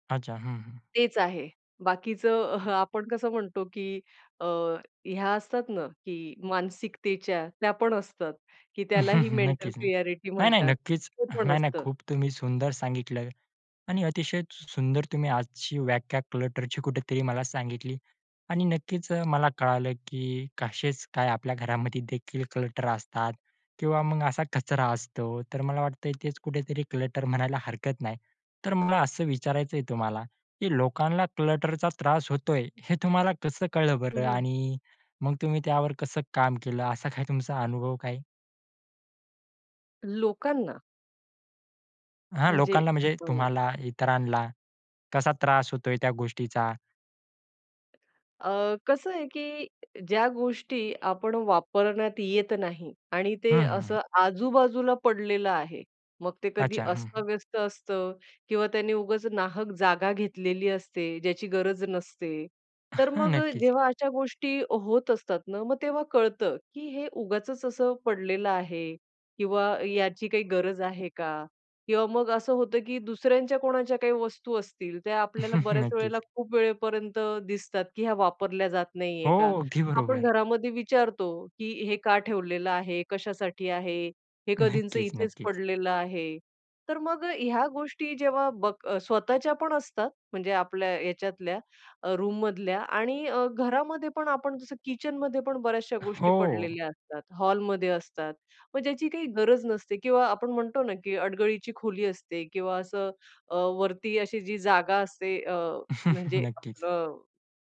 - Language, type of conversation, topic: Marathi, podcast, घरातला पसारा टाळण्यासाठी तुमचे कोणते सोपे उपाय आहेत?
- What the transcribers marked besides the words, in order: laughing while speaking: "नक्कीच ना"; in English: "मेंटल क्लिअरिटी"; chuckle; in English: "क्लटरची"; "कसेच" said as "काशेच"; in English: "क्लटर"; in English: "क्लटर"; in English: "क्लटरचा"; laughing while speaking: "काय"; chuckle; chuckle; laughing while speaking: "अगदी बरोबर"; laughing while speaking: "नक्कीच, नक्कीच"; in English: "रूममधल्या"; chuckle